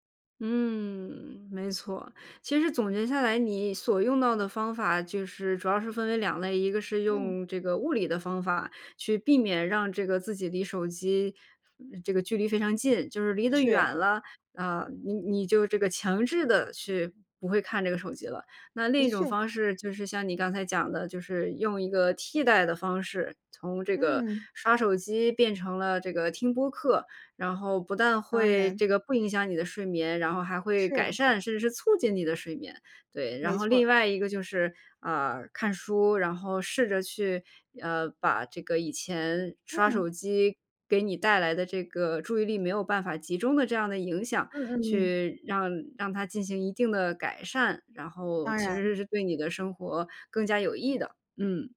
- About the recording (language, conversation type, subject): Chinese, podcast, 晚上睡前，你怎么避免刷手机影响睡眠？
- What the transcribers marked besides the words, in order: none